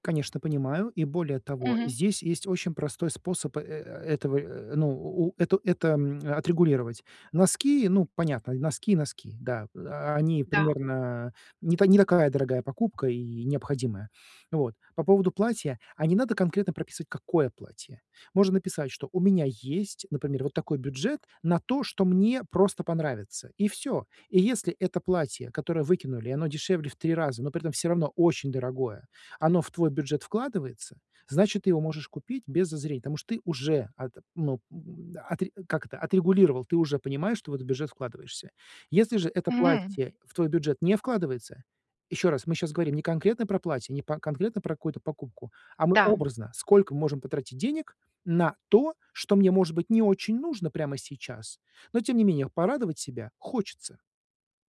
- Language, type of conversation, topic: Russian, advice, Почему я чувствую растерянность, когда иду за покупками?
- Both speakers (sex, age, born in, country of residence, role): female, 50-54, Ukraine, United States, user; male, 45-49, Russia, United States, advisor
- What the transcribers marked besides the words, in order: tapping; other background noise